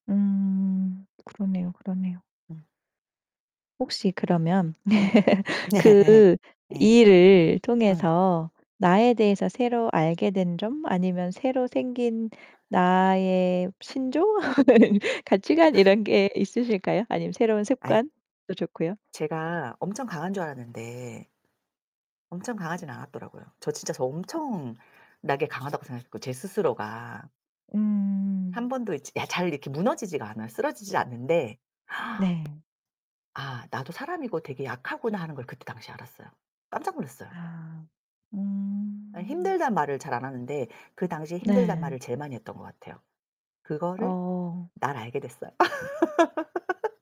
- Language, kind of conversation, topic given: Korean, podcast, 큰 위기를 어떻게 극복하셨나요?
- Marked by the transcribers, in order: other background noise; laugh; laughing while speaking: "네"; laugh; tapping; gasp; laugh